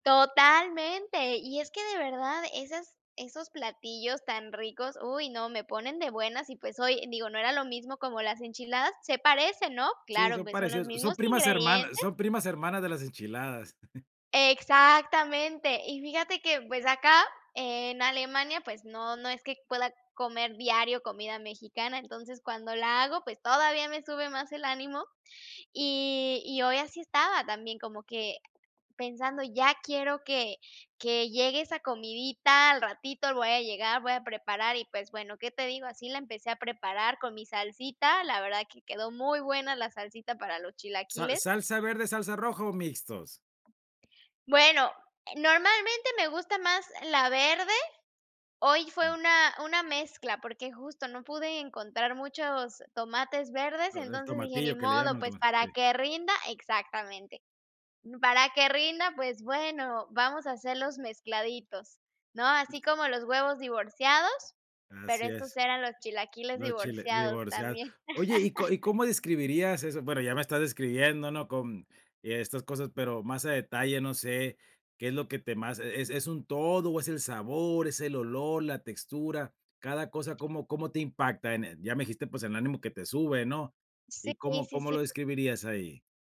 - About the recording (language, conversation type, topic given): Spanish, podcast, ¿Qué comida casera te alegra el día?
- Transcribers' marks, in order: chuckle; other background noise; laugh; tapping